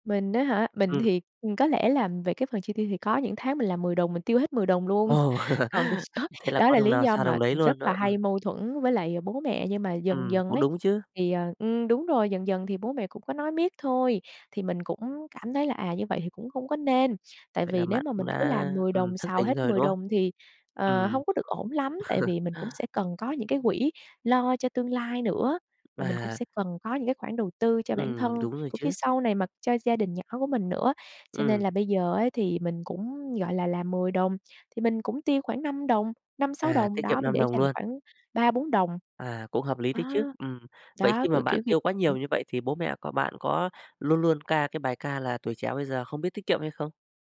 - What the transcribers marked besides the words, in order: laugh; tapping; other background noise; laugh
- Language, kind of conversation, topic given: Vietnamese, podcast, Tiền bạc và cách chi tiêu gây căng thẳng giữa các thế hệ như thế nào?